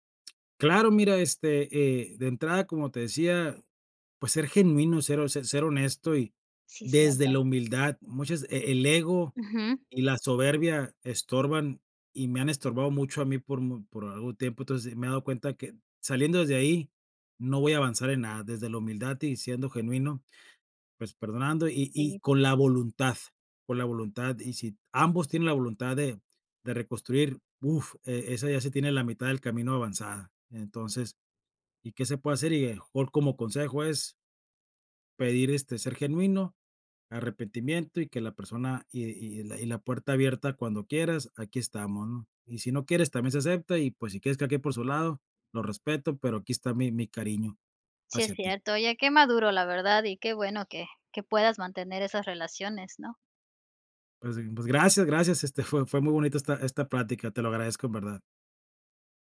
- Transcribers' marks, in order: other background noise
- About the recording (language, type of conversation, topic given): Spanish, podcast, ¿Cómo puedes empezar a reparar una relación familiar dañada?